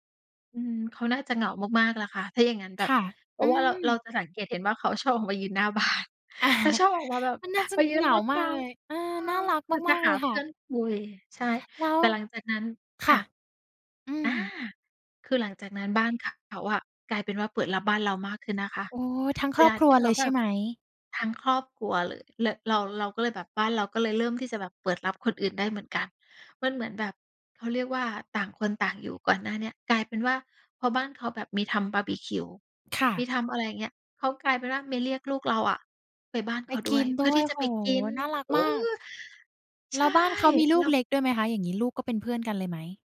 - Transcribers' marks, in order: chuckle; laughing while speaking: "บ้าน"
- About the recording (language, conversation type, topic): Thai, podcast, คุณมีวิธีแบ่งปันความสุขเล็กๆ น้อยๆ ให้เพื่อนบ้านอย่างไรบ้าง?